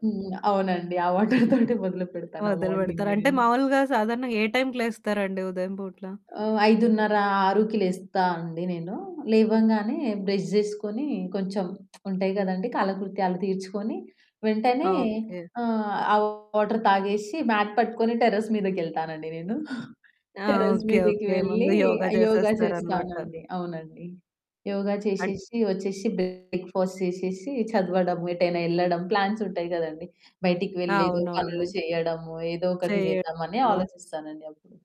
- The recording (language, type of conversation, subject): Telugu, podcast, రోజు ఉదయం మీరు మీ రోజును ఎలా ప్రారంభిస్తారు?
- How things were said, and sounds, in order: laughing while speaking: "వాటర్ తోటే"; in English: "వాటర్"; in English: "మార్నింగ్"; in English: "బ్రష్"; other background noise; static; in English: "వాటర్"; in English: "మ్యాట్"; in English: "టెర్రస్"; in English: "టెర్రస్"; in English: "బ్రేక్‌ఫాస్ట్"; in English: "ప్లాన్స్"; distorted speech